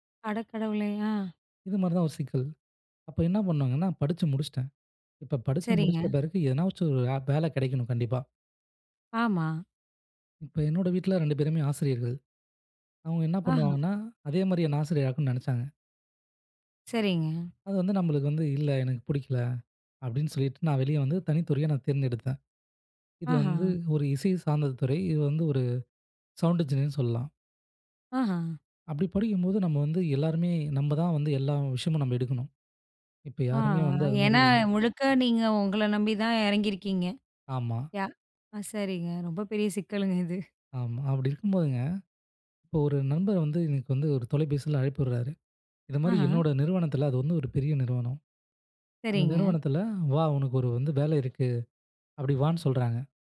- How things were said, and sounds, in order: surprised: "அட கடவுளே!"; anticipating: "ஆஹா"; in English: "சவுண்ட் இஞ்சீனியர்"; laughing while speaking: "ரொம்ப பெரிய சிக்கலுங்க இது"
- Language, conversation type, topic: Tamil, podcast, சிக்கலில் இருந்து உங்களை காப்பாற்றிய ஒருவரைப் பற்றி சொல்ல முடியுமா?